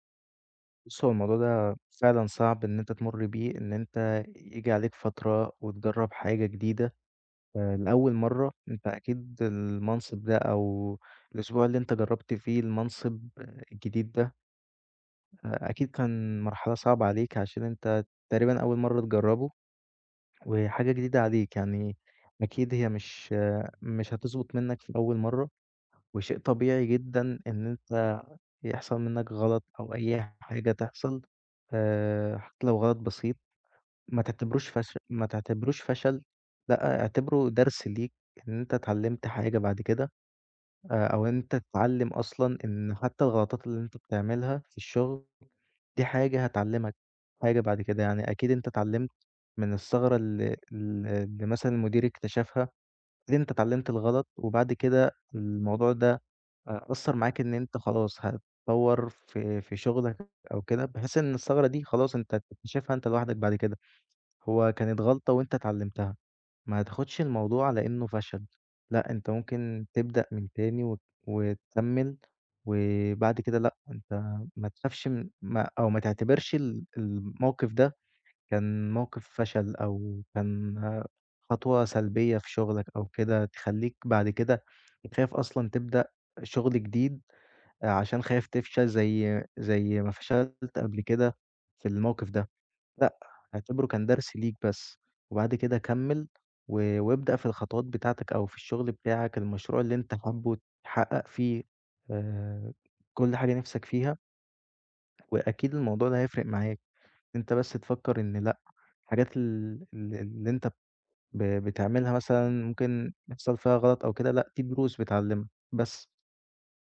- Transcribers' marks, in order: other background noise; tapping
- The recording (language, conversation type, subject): Arabic, advice, إزاي الخوف من الفشل بيمنعك تبدأ تحقق أهدافك؟